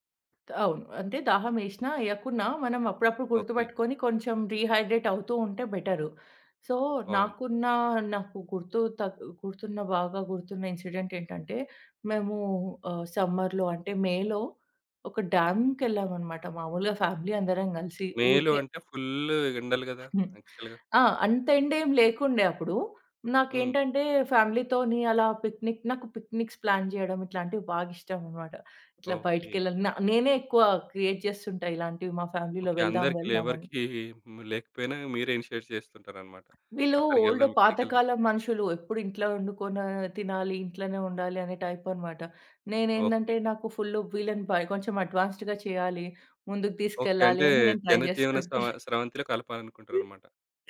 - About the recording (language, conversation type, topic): Telugu, podcast, హైడ్రేషన్ తగ్గినప్పుడు మీ శరీరం చూపించే సంకేతాలను మీరు గుర్తించగలరా?
- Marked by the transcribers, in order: in English: "డీహైడ్రేట్"; in English: "సో"; in English: "ఇన్సిడెంట్"; in English: "సమ్మర్‌లో"; in English: "డ్యామ్‌కెళ్ళామనమాట"; in English: "ఫ్యామిలీ"; in English: "యాక్చువల్‌గా"; giggle; in English: "ఫ్యామిలీ‌తోని"; in English: "పిక్నిక్"; in English: "పిక్నిక్స్ ప్లాన్"; other background noise; in English: "క్రియేట్"; in English: "ఫ్యామిలీ‌లో"; in English: "ఇనిషియేట్"; tapping; in English: "అడ్వాన్స్డ్‌గా"; in English: "ట్రై"; giggle; chuckle